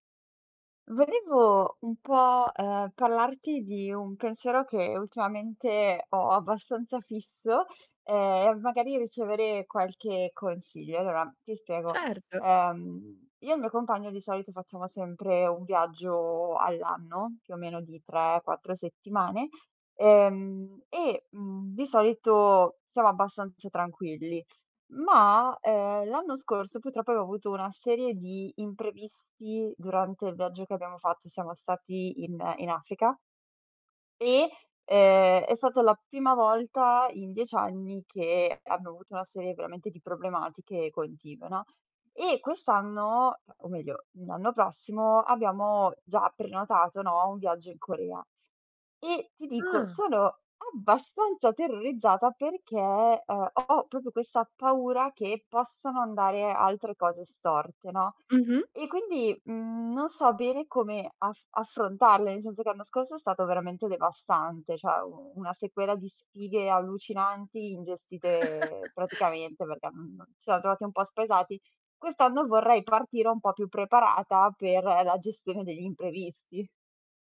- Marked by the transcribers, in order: "proprio" said as "propio"; "Cioè" said as "ceh"; giggle
- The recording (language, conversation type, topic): Italian, advice, Cosa posso fare se qualcosa va storto durante le mie vacanze all'estero?